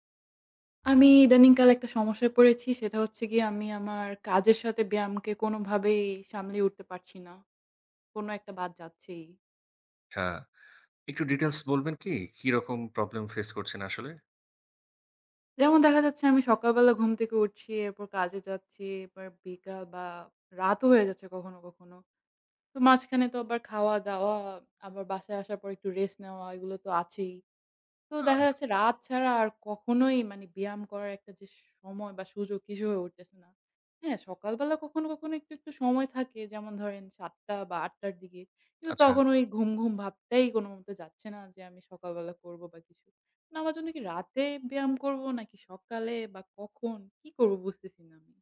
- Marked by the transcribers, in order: other noise; in English: "details"; in English: "problem face"; "আহ" said as "টাহ"
- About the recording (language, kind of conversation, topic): Bengali, advice, কাজ ও সামাজিক জীবনের সঙ্গে ব্যায়াম সমন্বয় করতে কেন কষ্ট হচ্ছে?